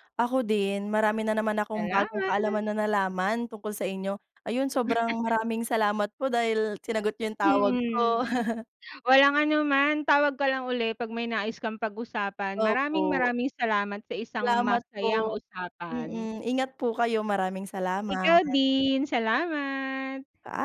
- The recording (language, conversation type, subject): Filipino, unstructured, Paano mo ilalarawan ang ideal na relasyon para sa iyo, at ano ang pinakamahalagang bagay sa isang romantikong relasyon?
- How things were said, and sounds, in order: chuckle; laugh